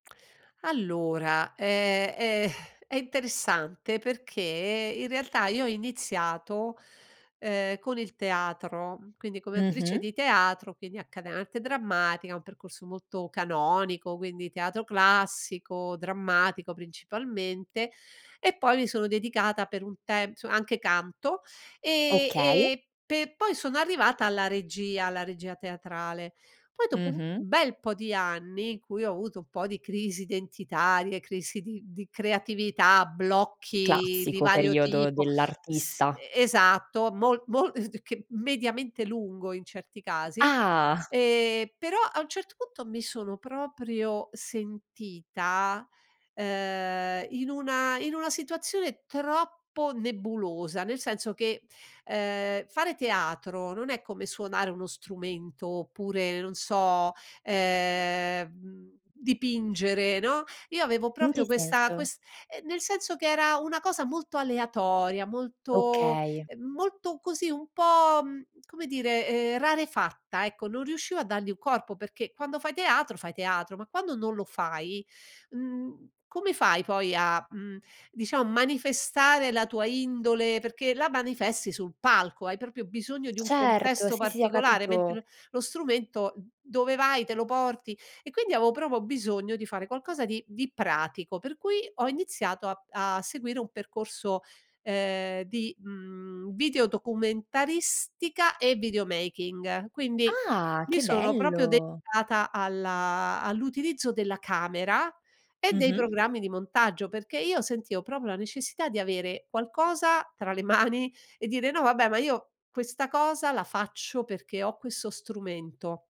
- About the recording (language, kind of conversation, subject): Italian, podcast, Quali competenze sei riuscito a trasferire in un nuovo settore?
- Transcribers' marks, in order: laughing while speaking: "è"; chuckle; tapping; "proprio" said as "propio"; "proprio" said as "propio"; "proprio" said as "propio"; "proprio" said as "propio"; laughing while speaking: "le mani"